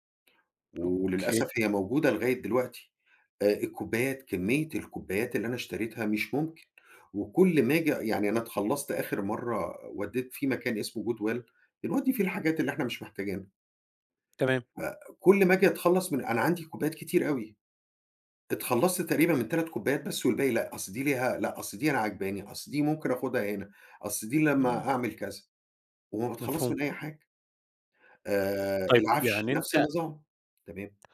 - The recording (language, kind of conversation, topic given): Arabic, advice, إزاي الشراء الاندفاعي أونلاين بيخلّيك تندم ويدخّلك في مشاكل مالية؟
- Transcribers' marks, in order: none